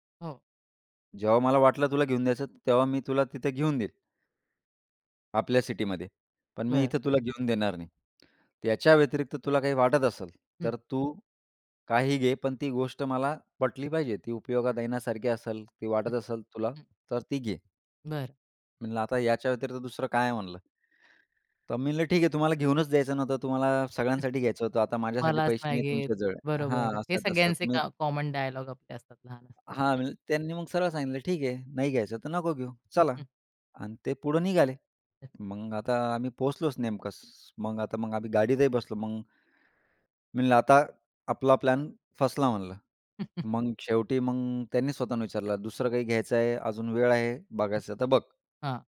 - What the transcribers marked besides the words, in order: other background noise; in English: "कॉमन डायलॉग"; chuckle
- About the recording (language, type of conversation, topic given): Marathi, podcast, तुमच्या लहानपणीच्या सुट्ट्यांमधल्या कोणत्या आठवणी तुम्हाला खास वाटतात?